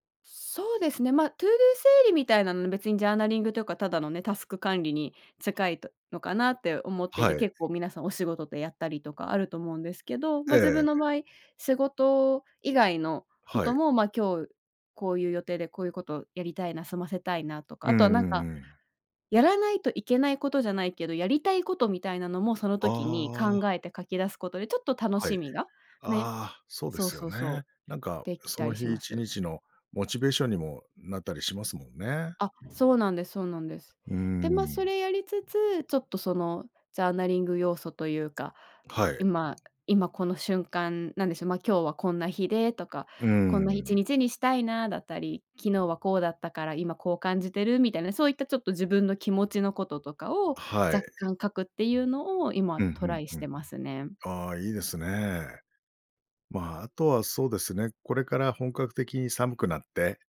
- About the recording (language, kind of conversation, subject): Japanese, podcast, 朝のルーティンについて教えていただけますか？
- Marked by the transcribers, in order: tapping